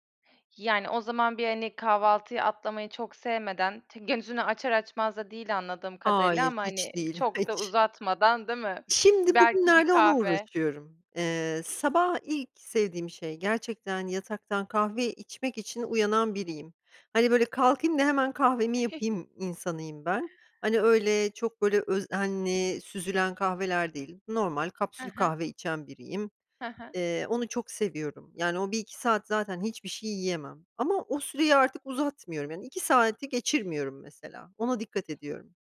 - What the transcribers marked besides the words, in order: tapping
- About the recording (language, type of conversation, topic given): Turkish, podcast, Sağlıklı beslenmek için hangi basit kurallara uyuyorsun?